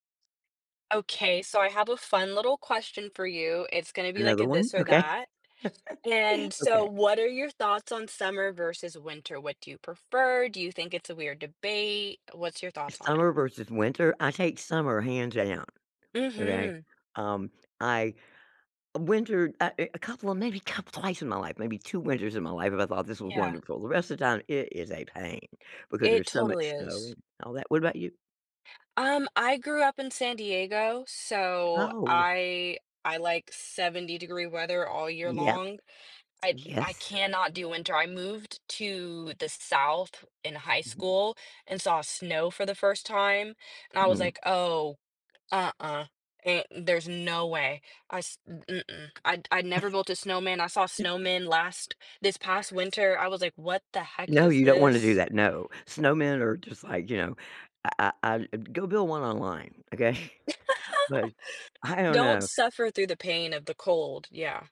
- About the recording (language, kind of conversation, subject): English, unstructured, Which do you prefer, summer or winter?
- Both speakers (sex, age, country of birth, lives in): female, 20-24, United States, United States; female, 65-69, United States, United States
- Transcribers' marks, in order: laughing while speaking: "Okay"; laugh; other background noise; tapping; laugh; laugh; chuckle